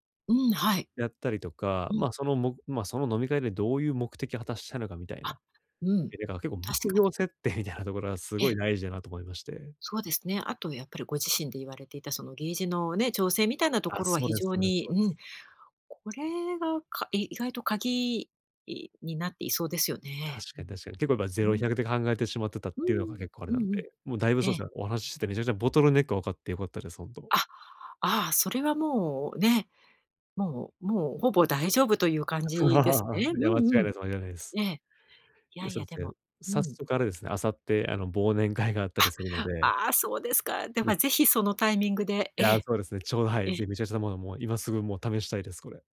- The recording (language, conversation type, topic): Japanese, advice, グループの会話に自然に入るにはどうすればいいですか？
- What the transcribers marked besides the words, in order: "目標" said as "ぶくひょう"; laugh